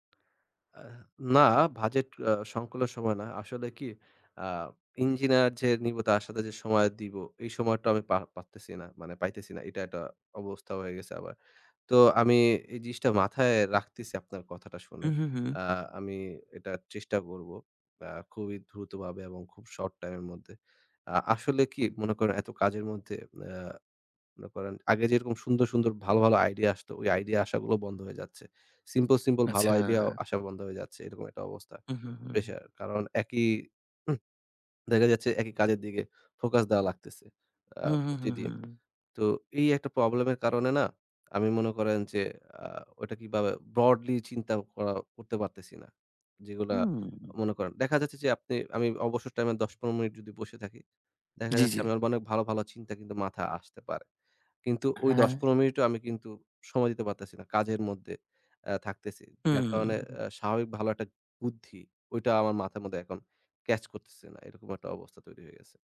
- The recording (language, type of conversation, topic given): Bengali, advice, আমি অনেক প্রজেক্ট শুরু করি, কিন্তু কোনোটাই শেষ করতে পারি না—এর কারণ কী?
- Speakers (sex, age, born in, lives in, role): male, 20-24, Bangladesh, Bangladesh, user; male, 30-34, Bangladesh, Bangladesh, advisor
- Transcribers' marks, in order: other background noise; "সংকুলান" said as "সংকুলার"